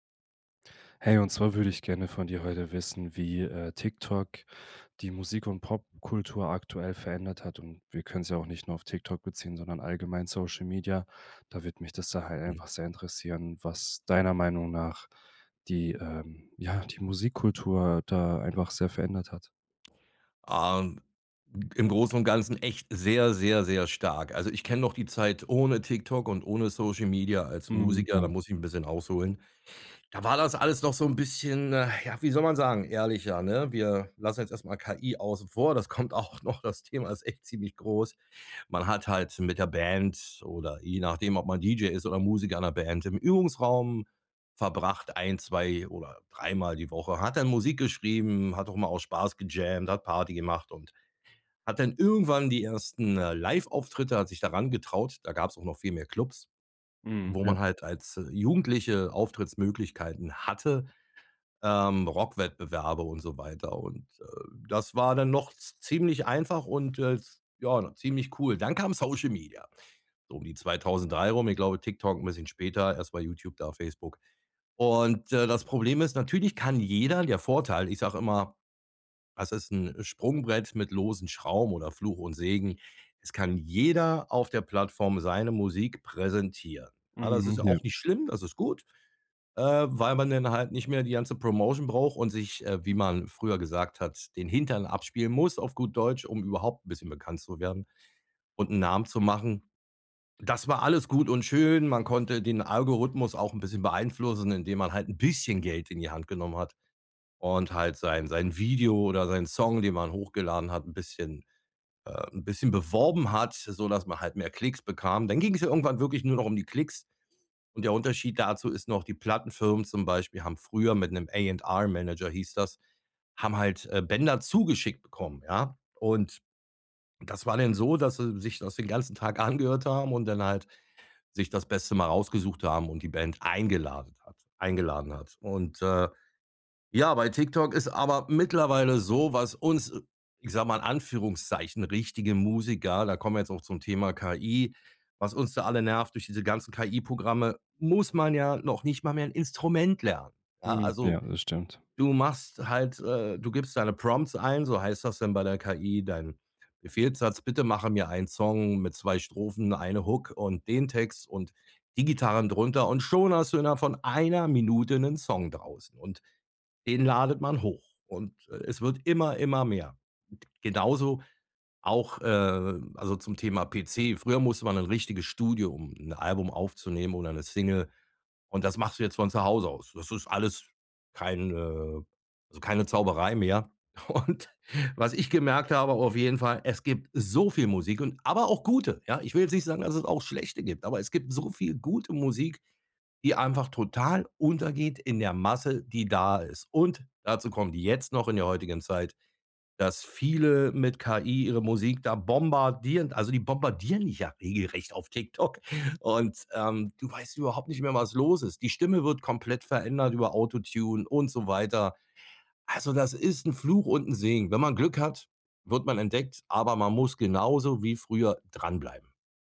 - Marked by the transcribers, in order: laughing while speaking: "das kommt auch noch"; put-on voice: "Promotion"; stressed: "bisschen"; in English: "A&R Manager"; in English: "Hook"; laughing while speaking: "Und"; stressed: "so viel"; stressed: "bombardieren"
- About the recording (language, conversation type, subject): German, podcast, Wie verändert TikTok die Musik- und Popkultur aktuell?
- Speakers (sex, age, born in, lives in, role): male, 25-29, Germany, Germany, host; male, 50-54, Germany, Germany, guest